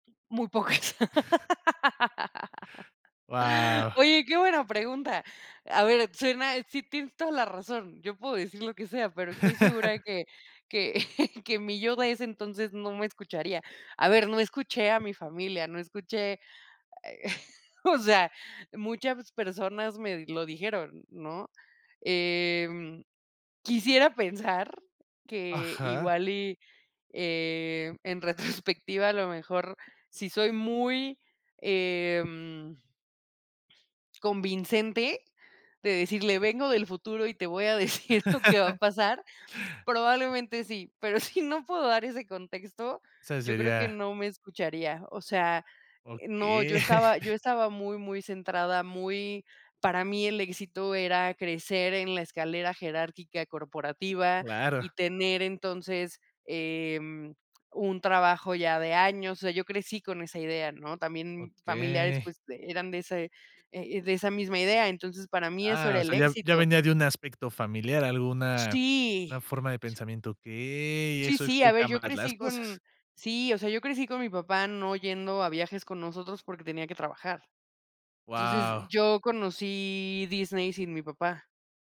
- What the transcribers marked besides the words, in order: laugh; laugh; chuckle; laugh; laughing while speaking: "retrospectiva"; laugh; laughing while speaking: "decir"; chuckle; chuckle; tapping; other noise; drawn out: "Okey"
- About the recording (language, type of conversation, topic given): Spanish, podcast, ¿Qué consejo le darías a tu yo de hace diez años?